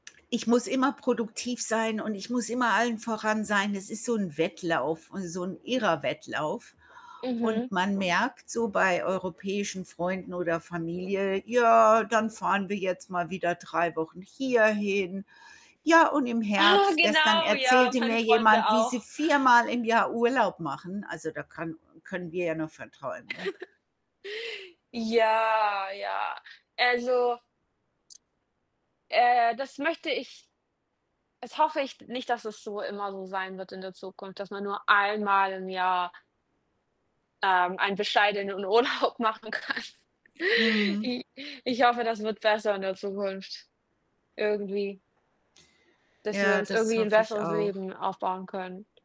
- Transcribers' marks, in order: static; tapping; other background noise; put-on voice: "Ja, dann fahren wir jetzt mal wieder drei Wochen hierhin"; joyful: "Ah, genau, ja, meine Freunde auch"; chuckle; drawn out: "Ja"; distorted speech; stressed: "einmal"; laughing while speaking: "Urlaub machen kann"
- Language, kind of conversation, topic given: German, unstructured, Wie beeinflusst Kultur unseren Alltag, ohne dass wir es merken?